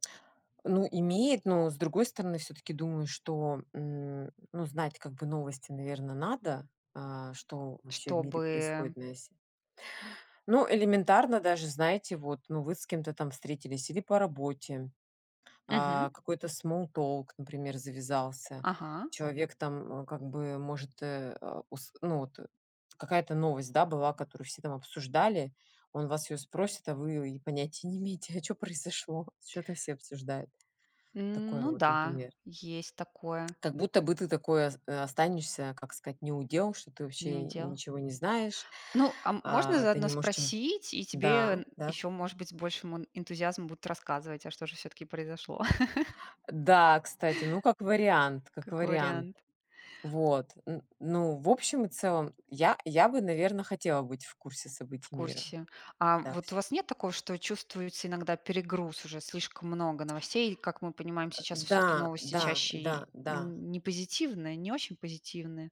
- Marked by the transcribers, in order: in English: "small talk"; lip smack; chuckle
- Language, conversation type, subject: Russian, unstructured, Почему важно оставаться в курсе событий мира?